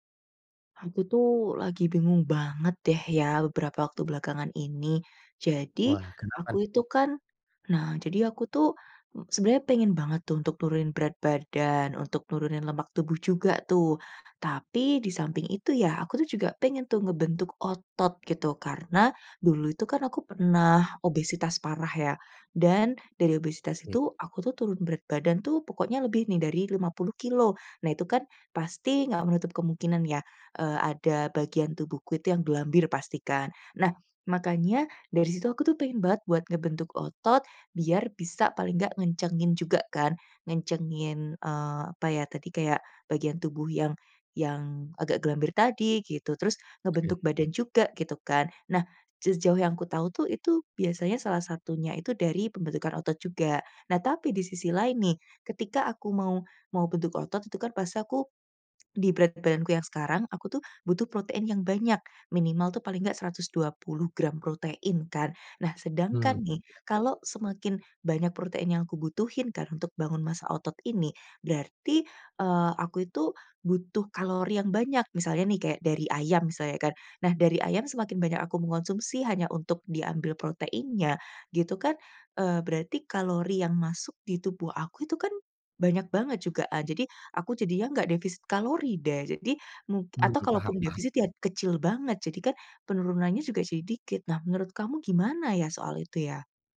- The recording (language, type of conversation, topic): Indonesian, advice, Bagaimana saya sebaiknya fokus dulu: menurunkan berat badan atau membentuk otot?
- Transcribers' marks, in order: unintelligible speech; "sejauh" said as "jejauh"